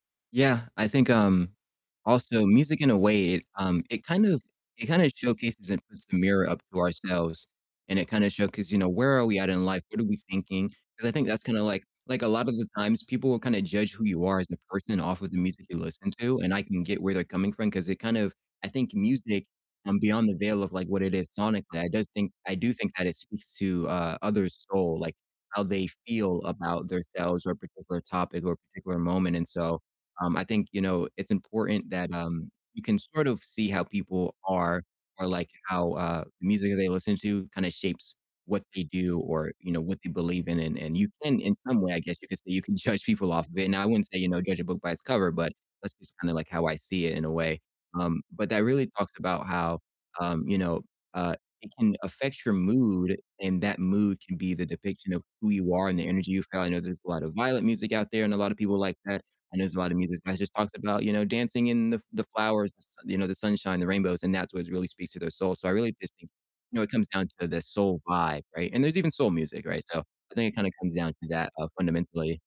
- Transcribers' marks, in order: static; distorted speech; tapping; other background noise
- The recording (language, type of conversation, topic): English, unstructured, What song matches your mood today, and why did you choose it?
- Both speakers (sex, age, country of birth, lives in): female, 60-64, United States, United States; male, 20-24, United States, United States